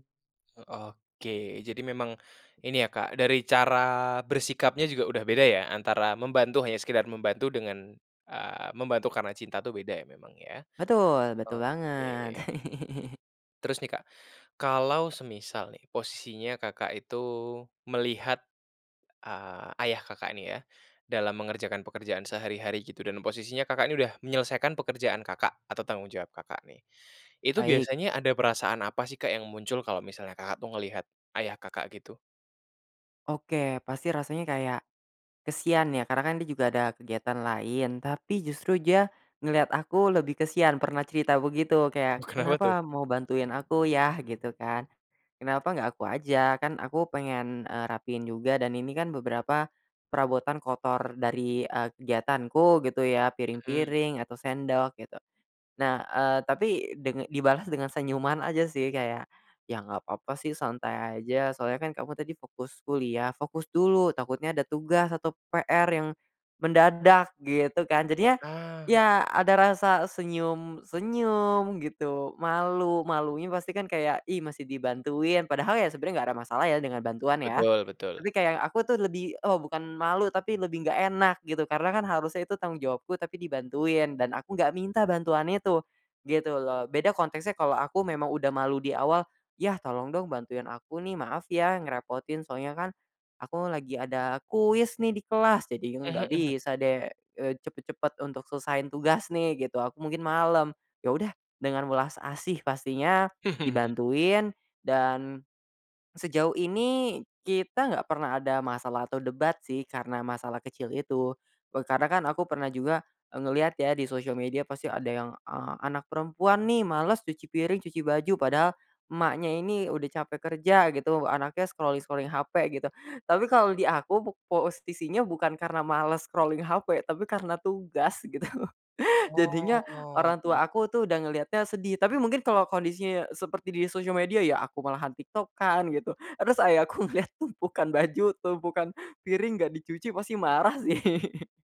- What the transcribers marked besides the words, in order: chuckle; "kasihan" said as "kesian"; "kasihan" said as "kesian"; laughing while speaking: "Oh, kenapa tuh?"; chuckle; in English: "scrolling-scrolling"; in English: "scrolling"; laughing while speaking: "gitu"; drawn out: "Oh"; laughing while speaking: "ayahku lihat tumpukan baju tumpukan piring gak dicuci pasti marah sih"
- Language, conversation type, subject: Indonesian, podcast, Kapan bantuan kecil di rumah terasa seperti ungkapan cinta bagimu?
- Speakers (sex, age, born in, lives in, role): male, 20-24, Indonesia, Indonesia, guest; male, 20-24, Indonesia, Indonesia, host